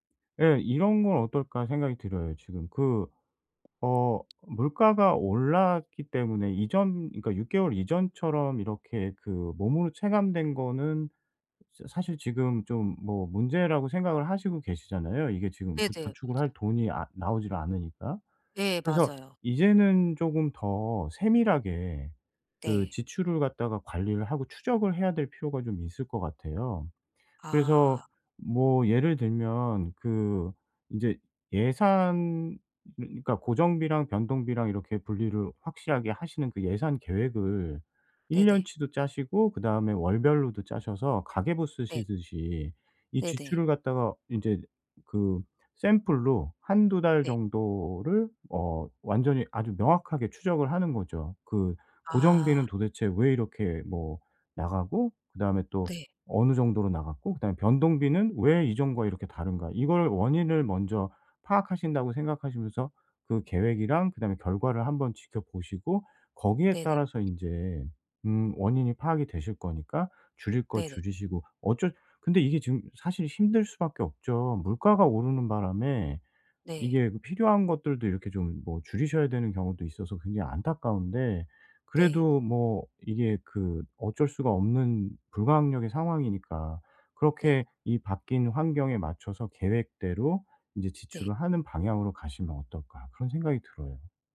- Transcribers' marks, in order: tapping; other background noise
- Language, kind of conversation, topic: Korean, advice, 현금흐름을 더 잘 관리하고 비용을 줄이려면 어떻게 시작하면 좋을까요?